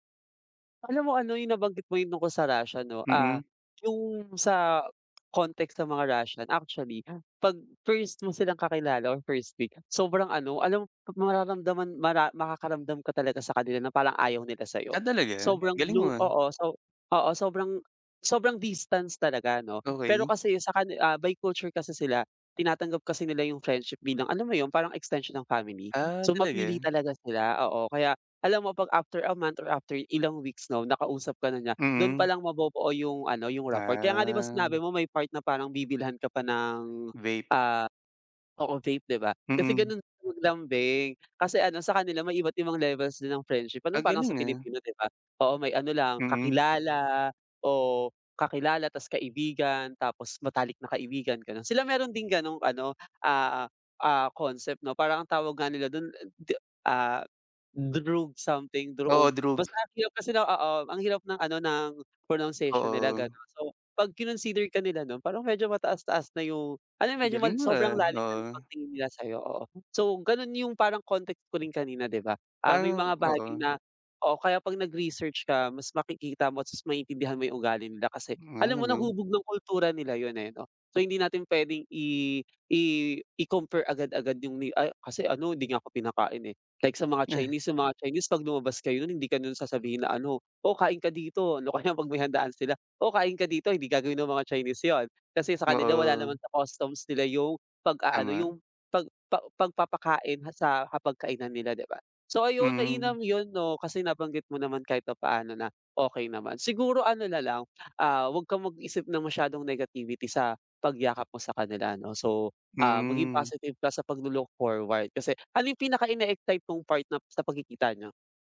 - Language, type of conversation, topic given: Filipino, advice, Paano ko mapapahusay ang praktikal na kasanayan ko sa komunikasyon kapag lumipat ako sa bagong lugar?
- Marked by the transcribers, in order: tapping; other background noise; drawn out: "Ah"; in Russian: "droog"; chuckle; laughing while speaking: "O kaya"